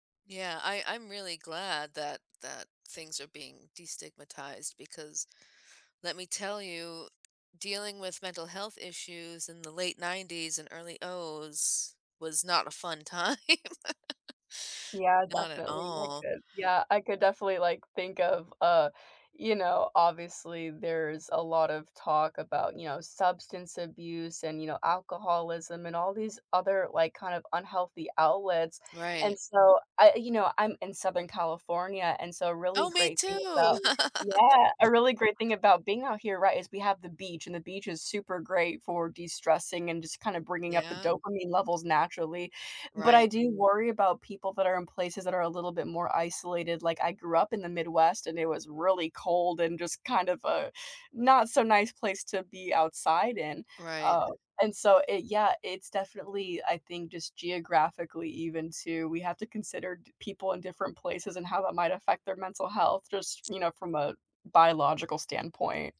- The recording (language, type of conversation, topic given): English, unstructured, Should schools teach more about mental health?
- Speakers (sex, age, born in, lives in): female, 20-24, United States, United States; female, 40-44, United States, United States
- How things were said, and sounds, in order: other background noise; laughing while speaking: "time"; laugh; laugh